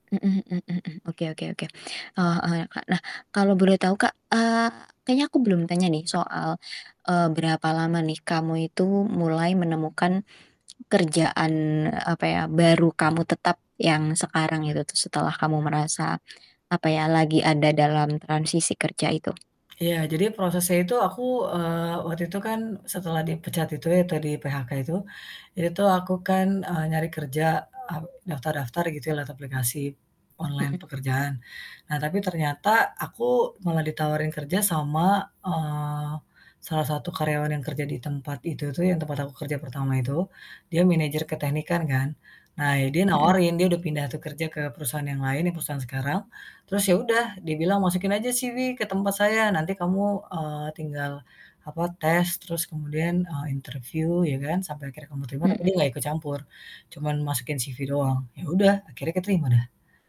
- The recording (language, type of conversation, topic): Indonesian, podcast, Bagaimana kamu mengatur keuangan saat sedang transisi kerja?
- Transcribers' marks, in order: distorted speech; tapping; static